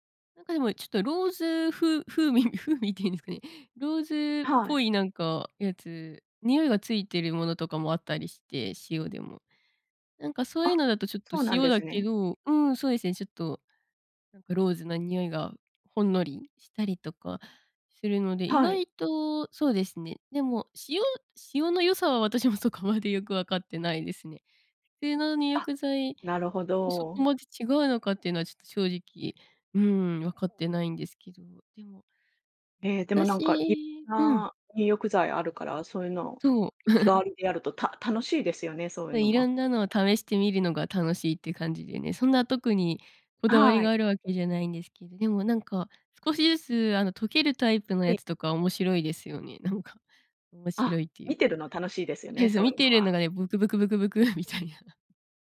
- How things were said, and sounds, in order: laughing while speaking: "風味 風味って言うんですかね"; laughing while speaking: "そこまでよく分かって"; tapping; chuckle; laughing while speaking: "なんか"; laughing while speaking: "みたいな"
- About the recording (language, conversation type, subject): Japanese, podcast, お風呂でリラックスする方法は何ですか？